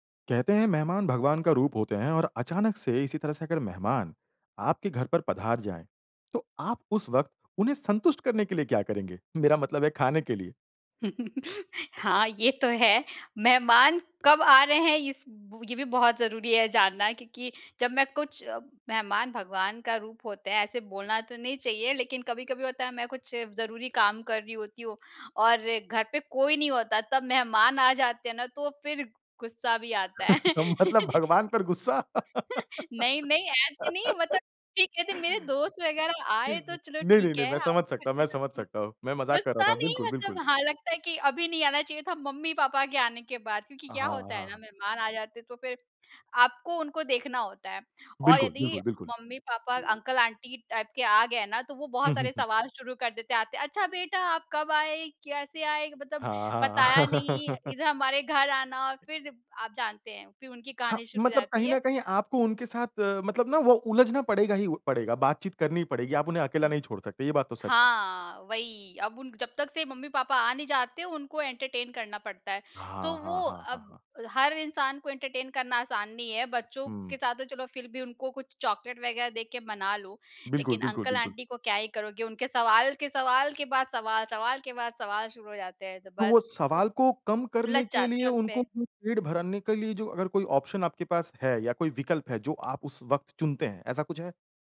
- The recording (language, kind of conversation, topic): Hindi, podcast, अगर अचानक मेहमान आ जाएँ, तो आप उनके लिए क्या बनाते हैं?
- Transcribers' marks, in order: chuckle; tapping; chuckle; laughing while speaking: "मतलब भगवान पर गुस्सा"; laugh; chuckle; laugh; other noise; other background noise; in English: "टाइप"; chuckle; in English: "एंटरटेन"; in English: "एंटरटेन"; in English: "ऑप्शन"